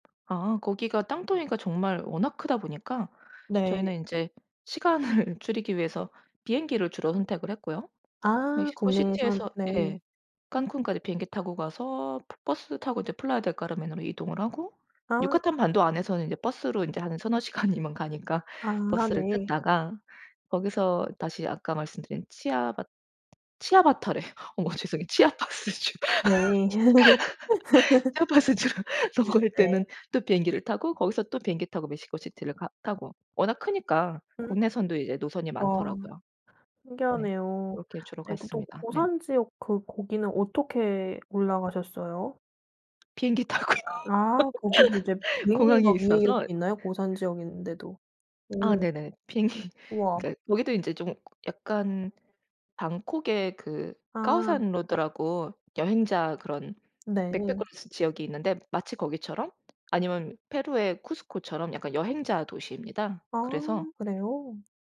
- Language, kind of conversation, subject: Korean, podcast, 여행지에서 예상치 못해 놀랐던 문화적 차이는 무엇이었나요?
- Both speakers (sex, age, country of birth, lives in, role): female, 30-34, South Korea, Sweden, host; female, 40-44, United States, Sweden, guest
- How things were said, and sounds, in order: tapping; laughing while speaking: "시간을"; other background noise; laughing while speaking: "치아파스주 치아파스 쪽으로 넘어올 때는"; laugh; laughing while speaking: "비행기 타고요"; laugh; laughing while speaking: "비행기"; in English: "백팩커스"